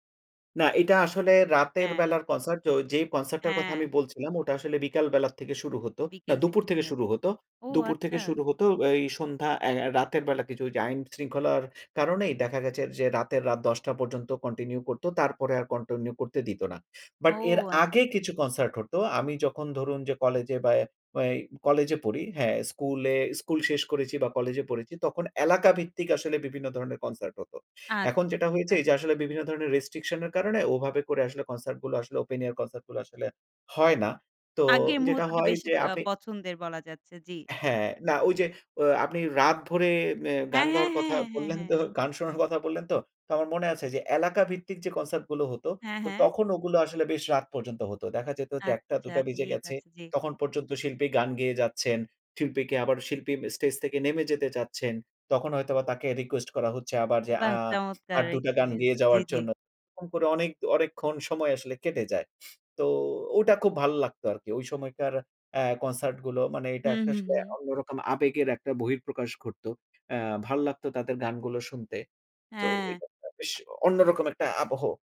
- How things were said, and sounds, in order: tapping; in English: "রেস্ট্রিকশন"; other background noise; unintelligible speech
- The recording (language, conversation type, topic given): Bengali, podcast, ফেস্টিভ্যালের আমেজ আর একক কনসার্ট—তুমি কোনটা বেশি পছন্দ করো?